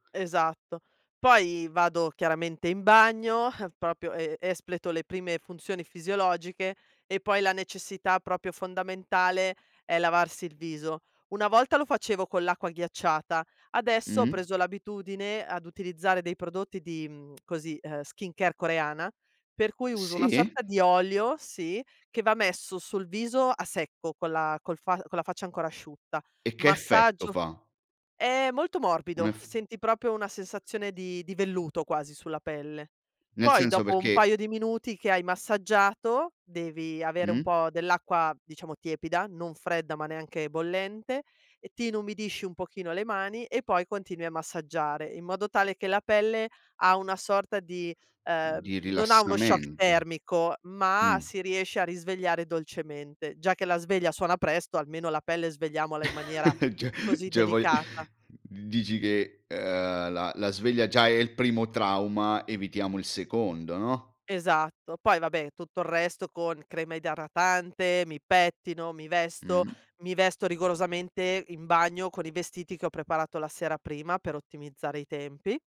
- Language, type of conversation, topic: Italian, podcast, Com’è la tua routine mattutina e cosa fai appena ti svegli?
- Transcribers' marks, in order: "proprio" said as "propio"; "proprio" said as "propio"; tapping; lip smack; other background noise; chuckle; laughing while speaking: "ceh ceh"; "Cioè-" said as "ceh"; "cioè" said as "ceh"; "idratante" said as "idaratante"